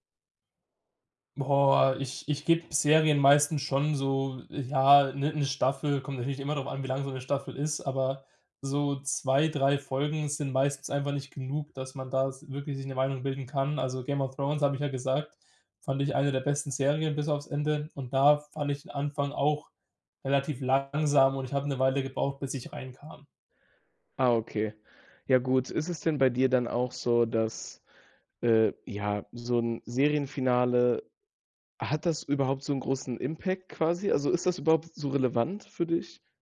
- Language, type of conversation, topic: German, podcast, Was macht ein Serienfinale für dich gelungen oder enttäuschend?
- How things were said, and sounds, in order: other background noise; in English: "Impact"